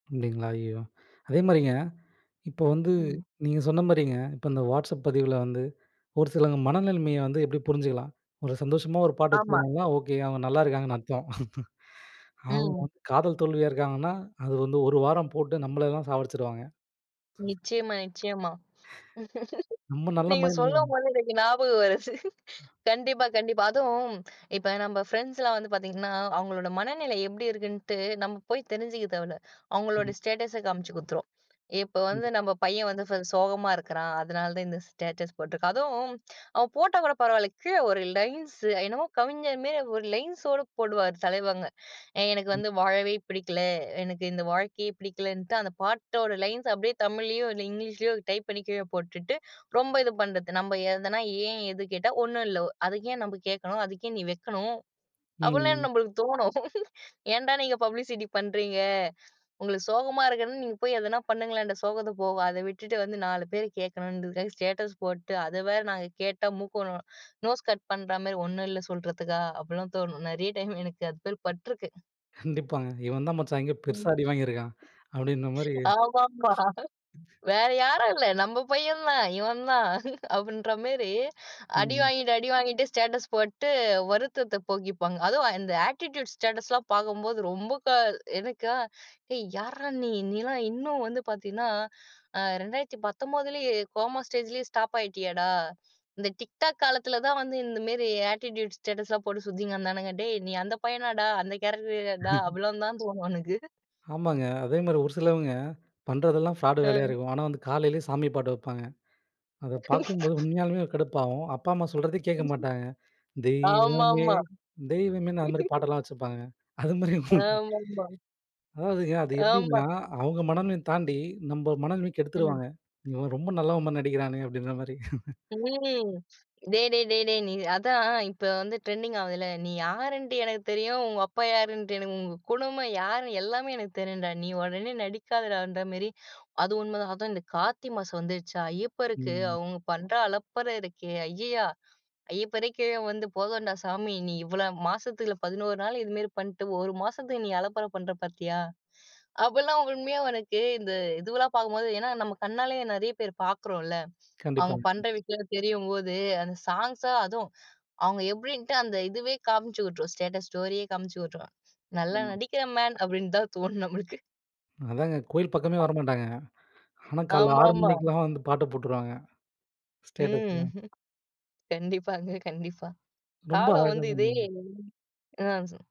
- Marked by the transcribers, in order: other noise; laugh; laughing while speaking: "நீங்க சொல்லும்போது எனக்கு ஞாபகம் வருது"; in English: "மைன்ட்ல"; in English: "ஃபிரண்ட்ஸ்லாம்"; in English: "ஸ்டேட்டஸ்"; in English: "ஸ்டேட்டஸ்"; in English: "லைன்ஸு"; in English: "லைன்ஸு"; in English: "லைன்ஸு"; in English: "டைப்"; laughing while speaking: "அப்டின்னு நம்மளுக்குத் தோணும்"; drawn out: "ம்"; in English: "பப்ளிசிட்டி"; in English: "ஸ்டேட்டஸ்"; in English: "நோஸ் கட்"; laughing while speaking: "அபிட்லாம் தோணும். நெறைய டைம் எனக்கு அது மாரி பட்ருக்கு"; laughing while speaking: "கண்டிப்பாங்க. இவன் தான் மச்சான் எங்கயோ பெருசா அடிவாங்கிருக்கான் அப்டின்ன மாரி"; laughing while speaking: "ஆமாமா. வேற யாரும் இல்ல. நம்ம … போட்டு வருத்தத்தப் போக்கிப்பாங்க"; in English: "ஸ்டேட்டஸ்"; in English: "ஆட்டிட்யூட் ஸ்டேட்டஸ்லாம்"; in English: "கோமா ஸ்டேஜ்லயே ஸ்டாப்"; in English: "ஆட்டிட்யூட் ஸ்டேட்டஸ்லாம்"; in English: "கேரக்டர்டா?"; chuckle; laughing while speaking: "அவ்வளவு தான் உனக்கு"; in English: "ஃப்ராடு"; laugh; chuckle; singing: "தெய்வமே தெய்வமேன்னு"; laugh; laughing while speaking: "அது மாரி அதாதுங்க அது எப்டின்னா"; laughing while speaking: "அப்டின்ற மாரி"; drawn out: "ம்"; in English: "டிரெண்டிங்"; in English: "ஸாங்க்ஸா"; in English: "ஸ்டேட்டஸ் ஸ்டோரியே"; in English: "மேன்"; in English: "ஸ்டேட்டஸ்ல"; laughing while speaking: "ம். கண்டிப்பாங்க கண்டிப்பா. காலம் வந்து இதே ஆ"
- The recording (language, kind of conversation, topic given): Tamil, podcast, உங்கள் மனநிலையை மாற்றிவிடும் ஒரு பாடல் பற்றி சொல்ல முடியுமா?